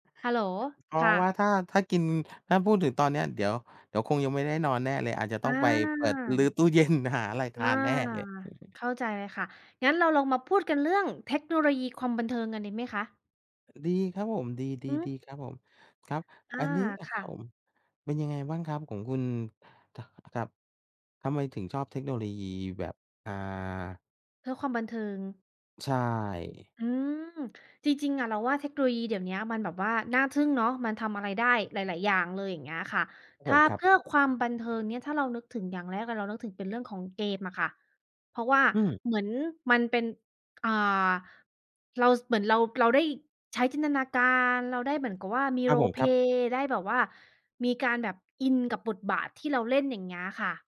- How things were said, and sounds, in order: laughing while speaking: "เย็น"; other noise; other background noise; tapping; in English: "roleplay"
- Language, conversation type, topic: Thai, unstructured, คุณชอบใช้เทคโนโลยีเพื่อความบันเทิงแบบไหนมากที่สุด?